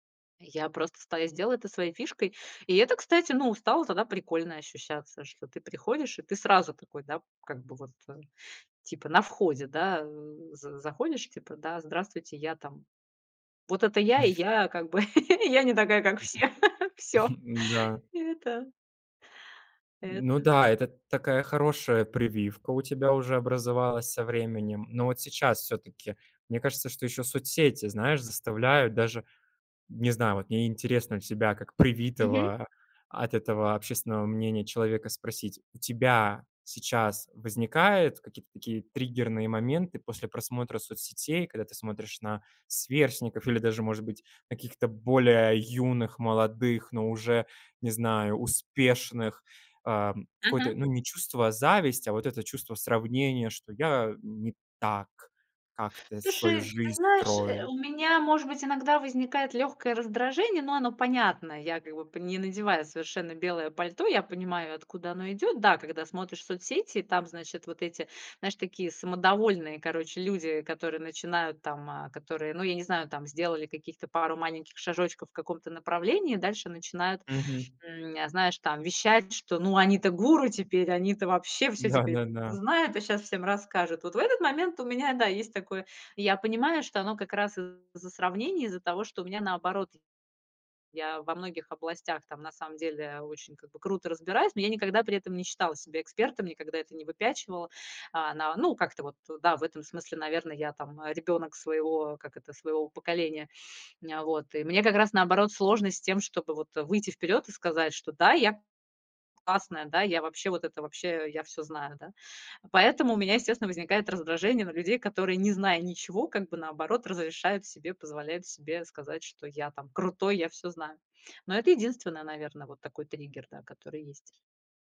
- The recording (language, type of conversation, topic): Russian, podcast, Как вы перестали сравнивать себя с другими?
- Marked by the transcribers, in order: chuckle; other background noise; chuckle; tapping